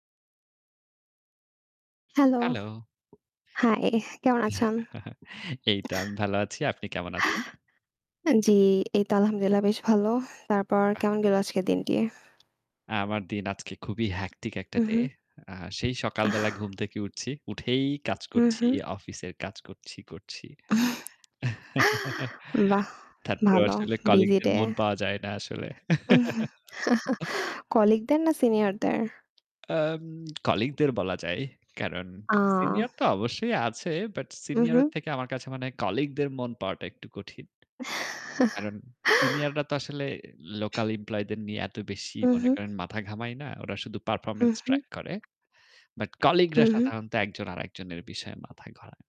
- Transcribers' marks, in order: static; laugh; chuckle; chuckle; chuckle; tapping; chuckle; other noise
- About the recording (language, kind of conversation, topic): Bengali, unstructured, অফিসে মিথ্যা কথা বা গুজব ছড়ালে তার প্রভাব আপনার কাছে কেমন লাগে?